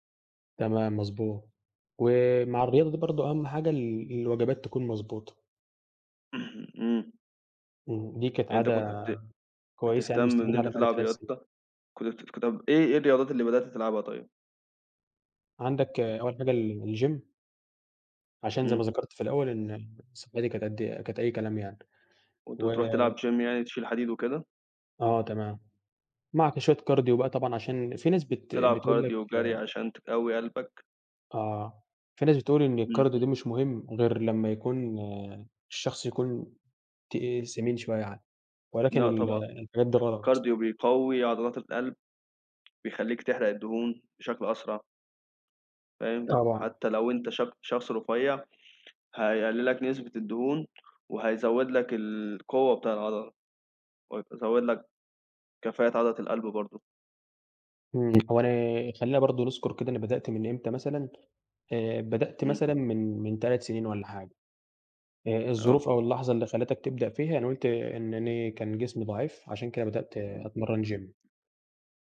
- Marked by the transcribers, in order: other background noise; unintelligible speech; in English: "الgym"; in English: "gym"; in English: "كارديو"; in English: "كارديو"; in English: "الكارديو"; in English: "الكارديو"; in English: "gym"
- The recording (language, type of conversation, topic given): Arabic, unstructured, إيه هي العادة الصغيرة اللي غيّرت حياتك؟
- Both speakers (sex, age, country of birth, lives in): male, 18-19, Egypt, Egypt; male, 20-24, Egypt, Egypt